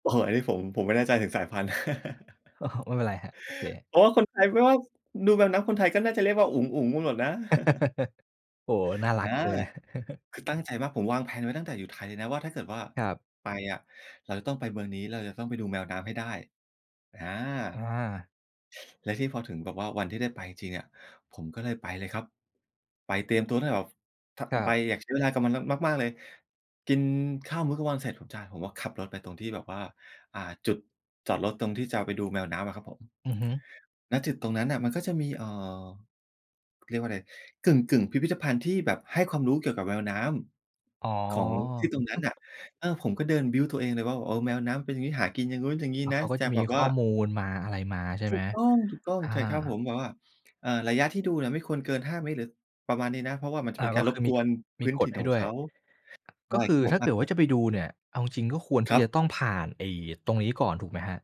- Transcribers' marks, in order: laugh; laugh; laugh; tapping; in English: "แพลน"; other background noise; other noise; unintelligible speech
- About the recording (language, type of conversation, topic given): Thai, podcast, คุณเคยมีครั้งไหนที่ความบังเอิญพาไปเจอเรื่องหรือสิ่งที่น่าจดจำไหม?